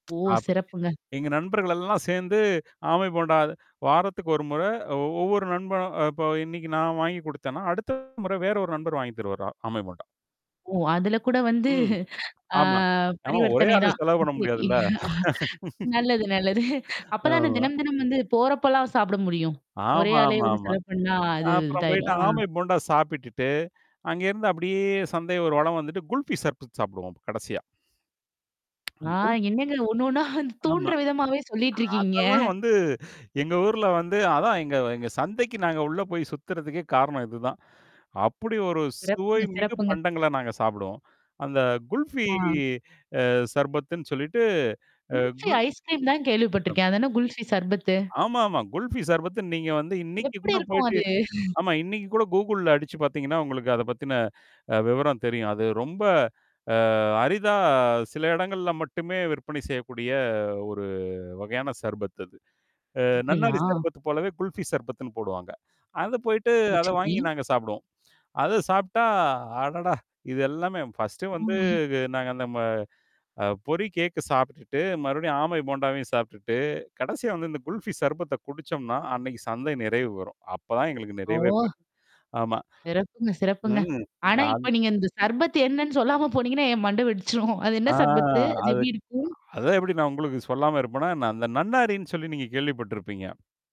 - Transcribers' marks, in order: tsk; static; distorted speech; "தருவாறு" said as "தருவறா"; laughing while speaking: "அதுல கூட வந்து"; other background noise; drawn out: "ஆ"; other noise; laughing while speaking: "நல்லது நல்லது"; laugh; drawn out: "அப்படியே"; tongue click; laughing while speaking: "ஒண்ணு ஒண்ணா தூண்டுற விதமாவே சொல்லிட்டுருக்கீங்க"; chuckle; in English: "கூகுள்ல"; drawn out: "ஒரு வகையான"; in English: "ஃபர்ஸ்ட்டு"; chuckle; drawn out: "வந்து"; laughing while speaking: "ஆனா இப்ப நீங்க இந்த சர்பத் … அது என்ன சர்பத்து?"
- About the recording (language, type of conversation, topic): Tamil, podcast, உள்ளூர் சந்தையில் நீங்கள் சந்தித்த சுவாரஸ்யமான அனுபவம் என்ன?
- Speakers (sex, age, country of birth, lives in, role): female, 25-29, India, India, host; male, 40-44, India, India, guest